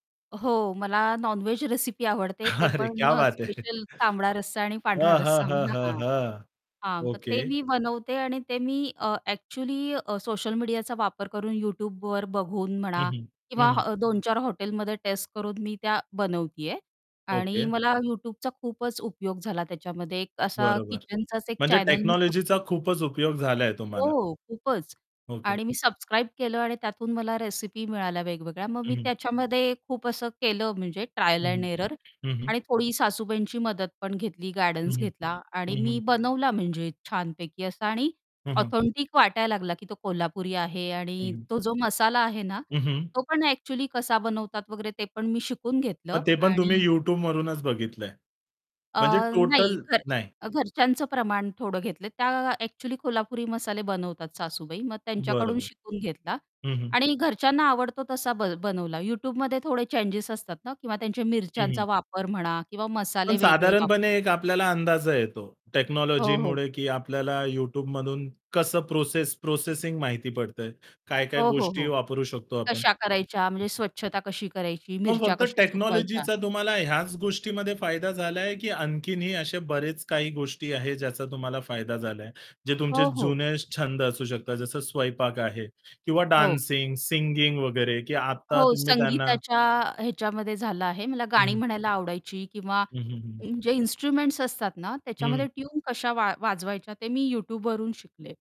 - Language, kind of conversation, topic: Marathi, podcast, तंत्रज्ञानाच्या मदतीने जुने छंद अधिक चांगल्या पद्धतीने कसे विकसित करता येतील?
- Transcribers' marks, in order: tapping; in English: "नॉन-व्हेज"; chuckle; in Hindi: "अरे क्या बात है!"; static; chuckle; laughing while speaking: "हां"; distorted speech; in English: "टेक्नॉलॉजीचा"; in English: "ट्रायल अँड एरर"; other background noise; in English: "ऑथेंटिक"; in English: "टोटल"; in English: "टेक्नॉलॉजीमुळे"; in English: "टेक्नॉलॉजीचा"; in English: "डान्सिंग"; in English: "इन्स्ट्रुमेंट्स"